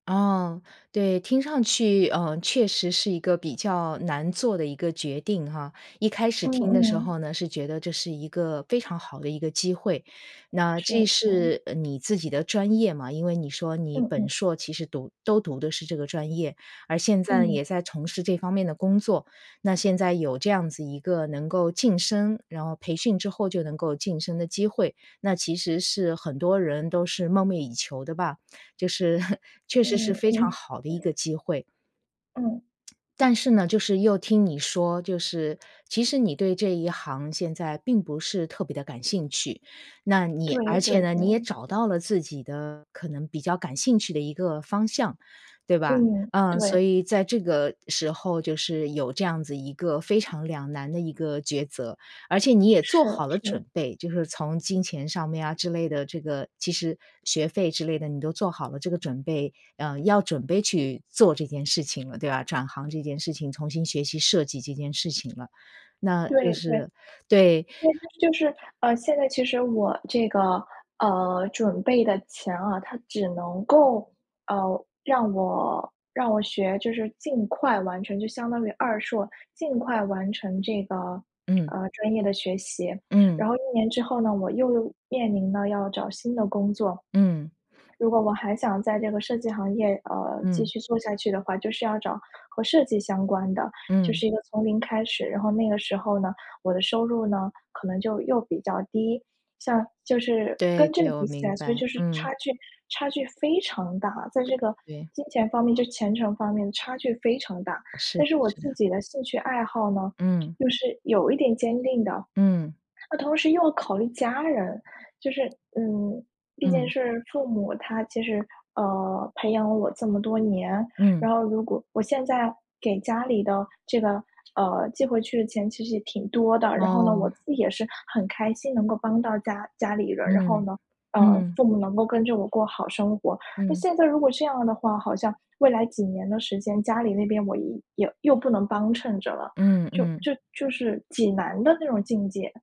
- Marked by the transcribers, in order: chuckle; other background noise
- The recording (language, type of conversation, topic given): Chinese, advice, 我该如何决定是回校进修还是参加新的培训？